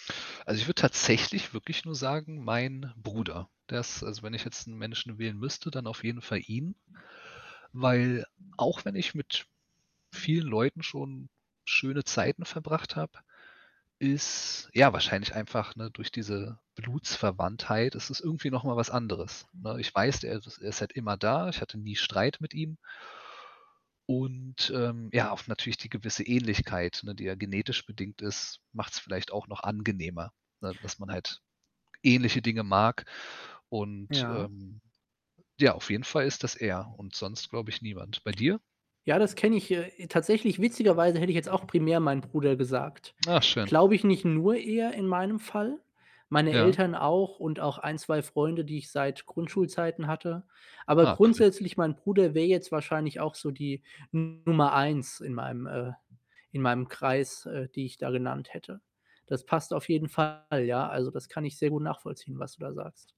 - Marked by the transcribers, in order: static; other background noise; distorted speech
- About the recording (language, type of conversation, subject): German, unstructured, Was bedeutet Glück im Alltag für dich?